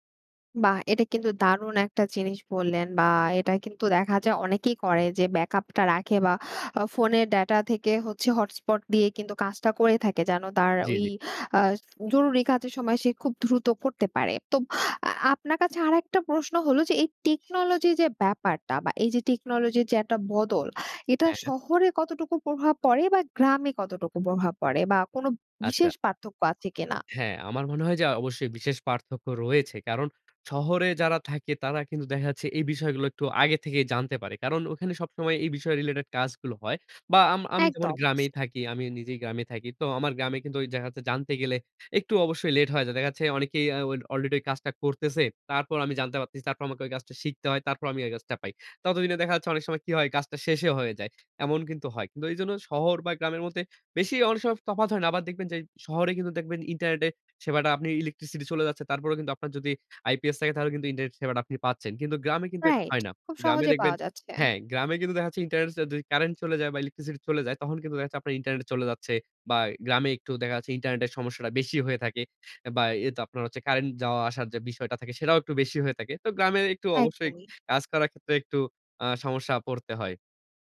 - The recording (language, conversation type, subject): Bengali, podcast, প্রযুক্তি কীভাবে তোমার শেখার ধরন বদলে দিয়েছে?
- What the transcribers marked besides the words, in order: tapping; other background noise; unintelligible speech